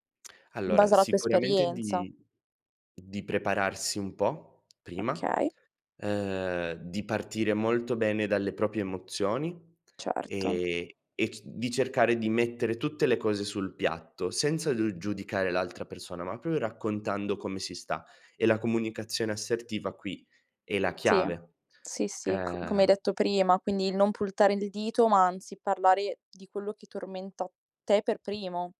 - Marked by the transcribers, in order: door; other background noise; "proprie" said as "propie"; "puntare" said as "pultare"
- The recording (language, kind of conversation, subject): Italian, podcast, Come ti prepari per dare una brutta notizia?
- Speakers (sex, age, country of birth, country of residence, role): female, 20-24, Italy, Italy, host; male, 25-29, Italy, Italy, guest